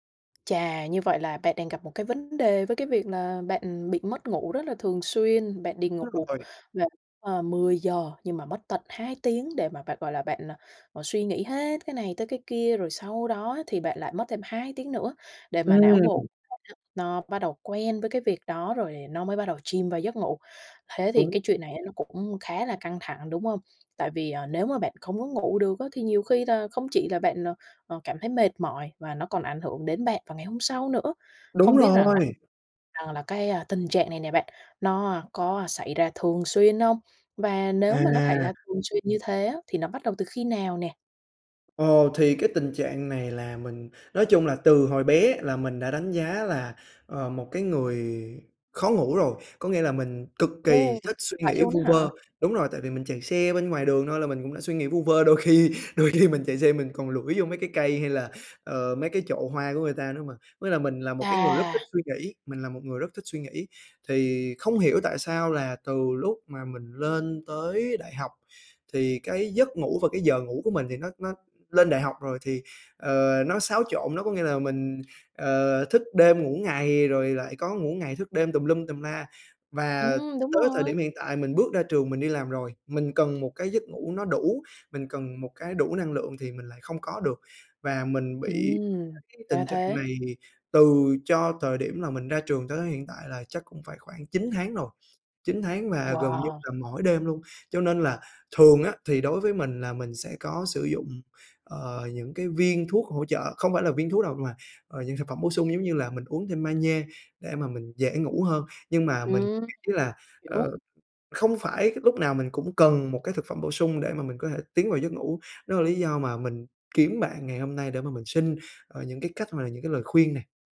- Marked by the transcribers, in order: tapping; other background noise
- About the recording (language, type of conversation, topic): Vietnamese, advice, Tôi bị mất ngủ, khó ngủ vào ban đêm vì suy nghĩ không ngừng, tôi nên làm gì?